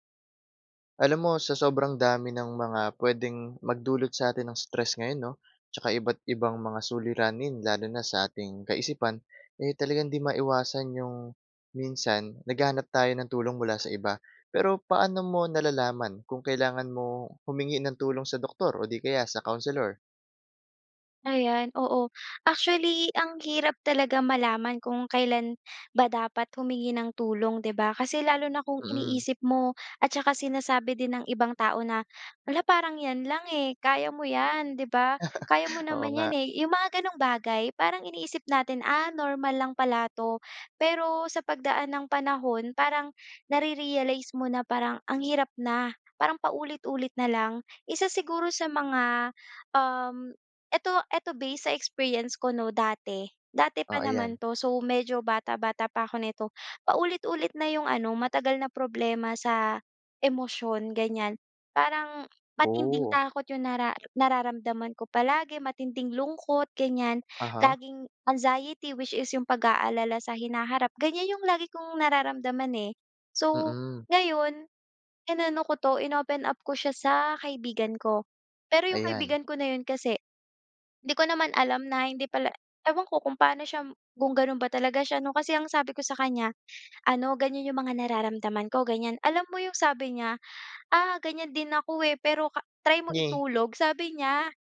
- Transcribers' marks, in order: other background noise; in English: "anxiety which is"; laugh
- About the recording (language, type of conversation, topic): Filipino, podcast, Paano mo malalaman kung oras na para humingi ng tulong sa doktor o tagapayo?